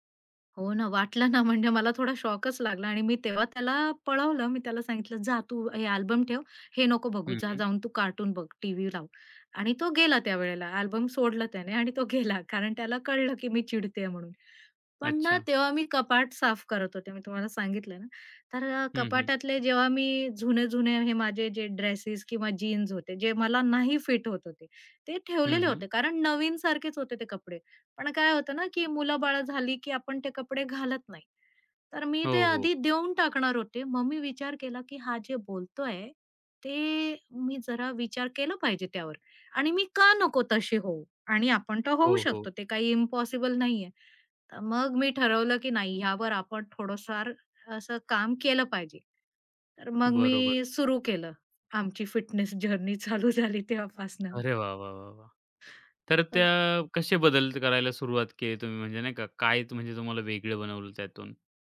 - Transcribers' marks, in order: laughing while speaking: "म्हणजे मला थोडा शॉकच लागला"; tapping; laughing while speaking: "गेला कारण त्याला कळलं"; laughing while speaking: "आमची फिटनेस जर्नी चालू झाली तेव्हापासनं"; in English: "फिटनेस जर्नी"
- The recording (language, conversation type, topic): Marathi, podcast, तुमच्या मुलांबरोबर किंवा कुटुंबासोबत घडलेला असा कोणता क्षण आहे, ज्यामुळे तुम्ही बदललात?